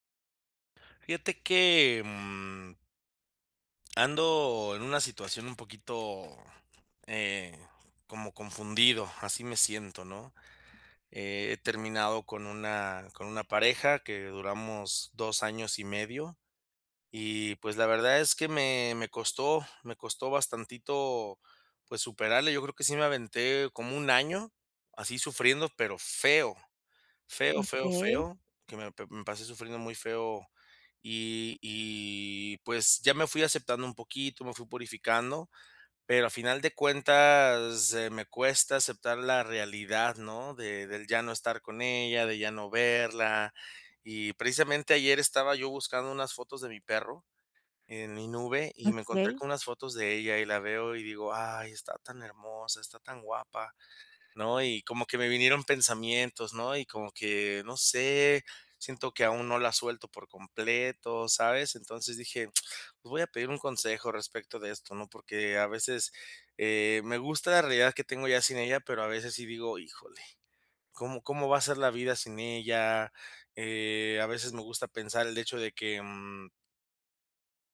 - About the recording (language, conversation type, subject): Spanish, advice, ¿Cómo puedo aceptar mi nueva realidad emocional después de una ruptura?
- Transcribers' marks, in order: other background noise; lip smack